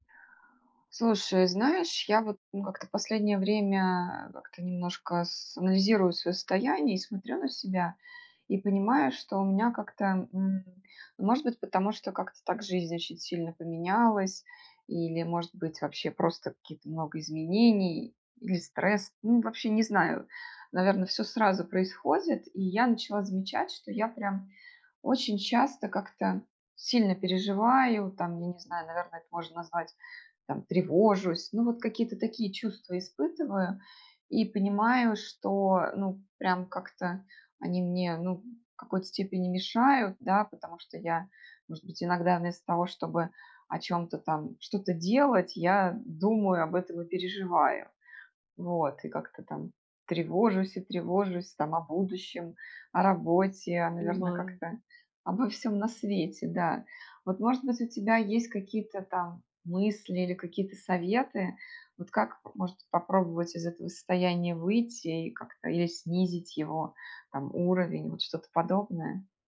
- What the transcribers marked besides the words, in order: none
- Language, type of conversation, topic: Russian, advice, Как перестать бороться с тревогой и принять её как часть себя?